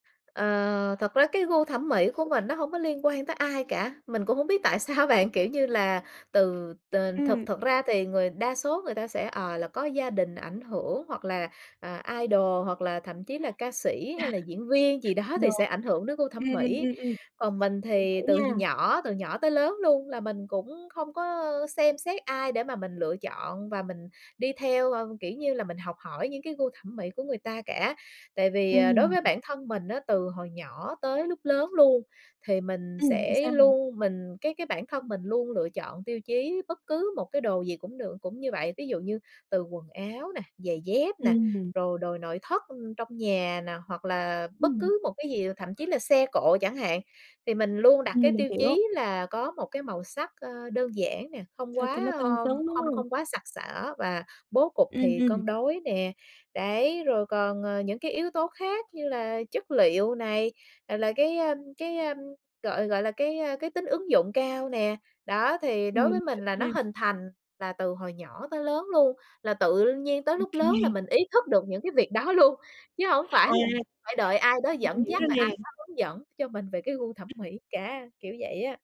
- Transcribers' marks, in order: other background noise; laughing while speaking: "sao bạn"; tapping; in English: "idol"; chuckle; laughing while speaking: "kê"
- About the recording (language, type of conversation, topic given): Vietnamese, podcast, Điều gì ảnh hưởng nhiều nhất đến gu thẩm mỹ của bạn?